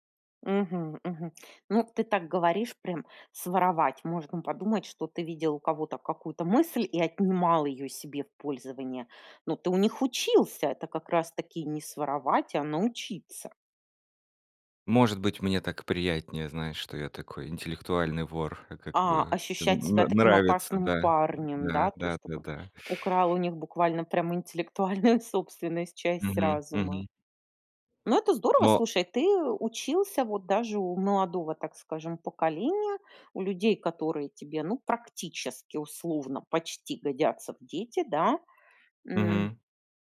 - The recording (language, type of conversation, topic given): Russian, podcast, Как неудачи в учёбе помогали тебе расти?
- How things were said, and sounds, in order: tapping; laughing while speaking: "интеллектуальную"